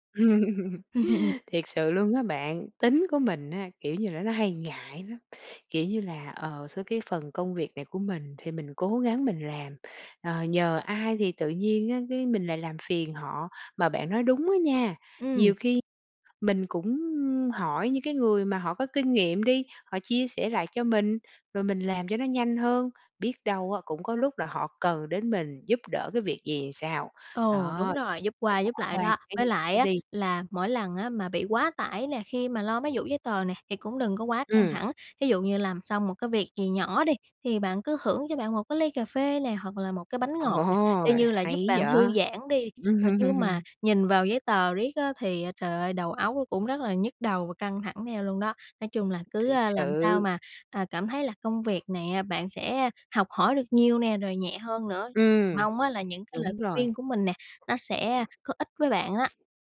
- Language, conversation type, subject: Vietnamese, advice, Bạn cảm thấy quá tải thế nào khi phải lo giấy tờ và các thủ tục hành chính mới phát sinh?
- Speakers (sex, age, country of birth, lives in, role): female, 20-24, Vietnam, Vietnam, advisor; female, 40-44, Vietnam, Vietnam, user
- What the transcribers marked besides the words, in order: laugh; tapping; laughing while speaking: "Ồ"; laugh